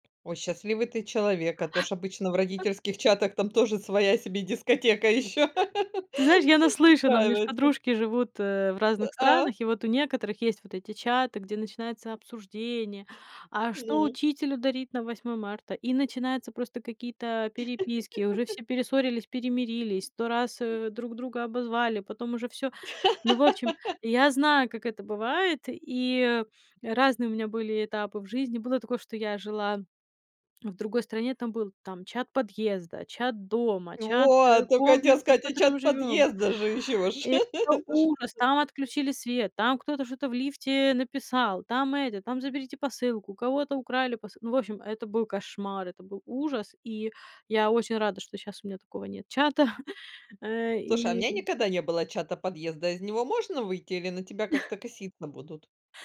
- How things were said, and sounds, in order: other noise; laugh; other background noise; giggle; laugh; chuckle; tapping; chuckle; chuckle
- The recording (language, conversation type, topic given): Russian, podcast, Как вы настраиваете уведомления, чтобы они не отвлекали?
- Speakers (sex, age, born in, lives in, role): female, 35-39, Ukraine, United States, guest; female, 45-49, Ukraine, Spain, host